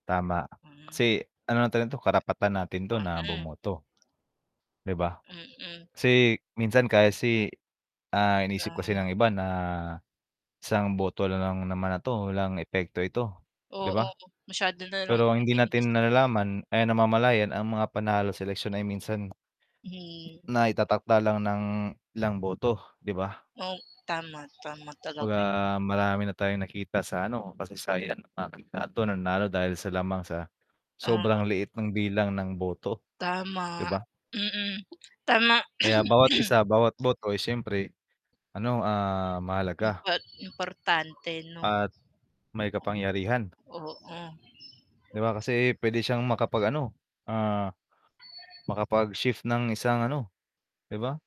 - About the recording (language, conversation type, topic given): Filipino, unstructured, Ano ang masasabi mo tungkol sa kahalagahan ng pagboto sa halalan?
- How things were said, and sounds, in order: tapping; static; distorted speech; unintelligible speech; throat clearing